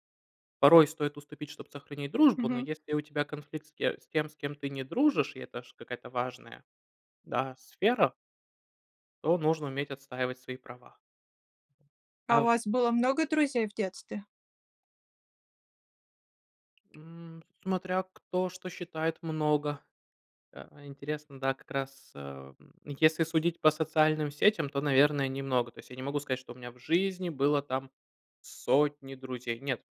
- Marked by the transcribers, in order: tapping
- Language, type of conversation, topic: Russian, unstructured, Что важнее — победить в споре или сохранить дружбу?